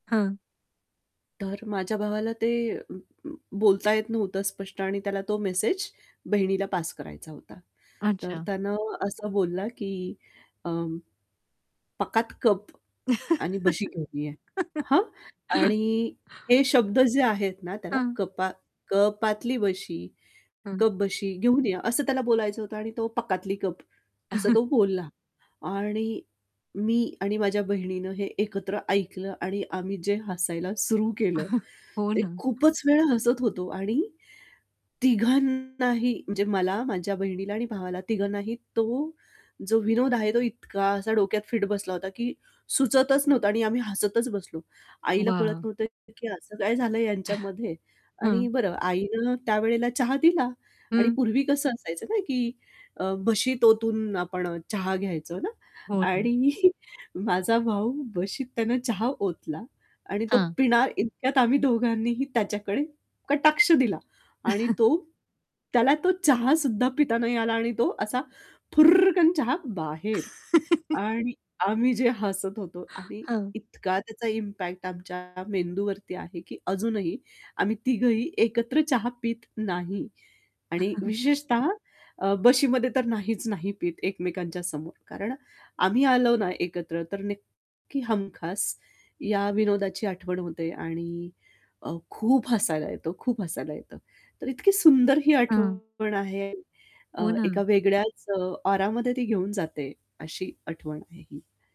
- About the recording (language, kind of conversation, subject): Marathi, podcast, अजूनही आठवलं की आपोआप हसू येतं, असा तुमचा आणि इतरांचा एकत्र हसण्याचा कोणता किस्सा आहे?
- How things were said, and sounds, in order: static; other noise; laugh; distorted speech; chuckle; chuckle; other background noise; tapping; chuckle; chuckle; chuckle; laugh; in English: "इम्पॅक्ट"; chuckle